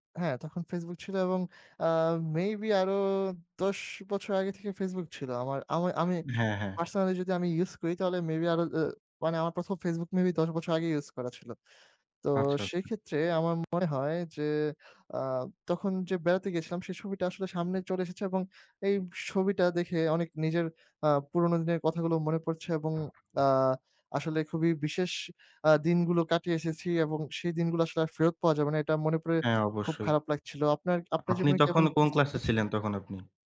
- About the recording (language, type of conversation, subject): Bengali, unstructured, স্কুলজীবন থেকে আপনার সবচেয়ে প্রিয় স্মৃতি কোনটি?
- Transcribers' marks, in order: other background noise